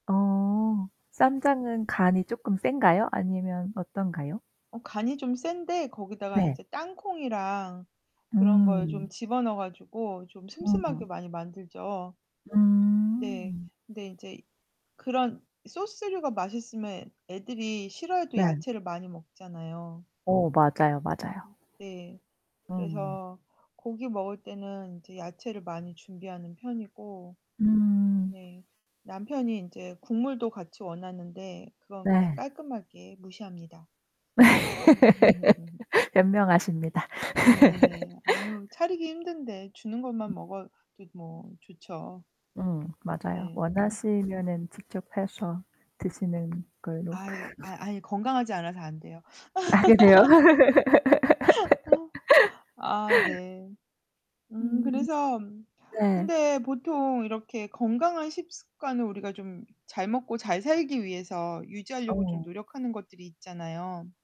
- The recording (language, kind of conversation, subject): Korean, unstructured, 건강한 식습관을 꾸준히 유지하려면 어떻게 해야 할까요?
- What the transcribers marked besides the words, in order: distorted speech; laugh; laugh; other background noise; laugh; laugh